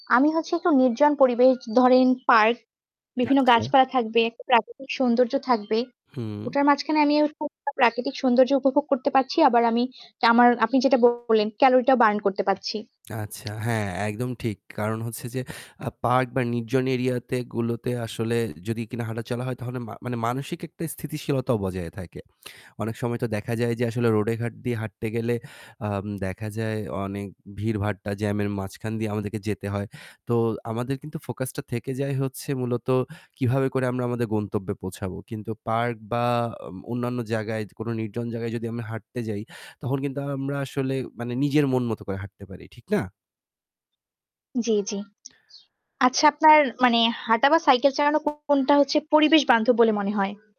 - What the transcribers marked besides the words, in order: bird; distorted speech; in English: "calorie"; in English: "burn"; lip smack; in English: "focus"; mechanical hum
- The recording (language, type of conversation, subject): Bengali, unstructured, আপনার মতে সাইকেল চালানো আর হাঁটার মধ্যে কোনটি বেশি উপকারী?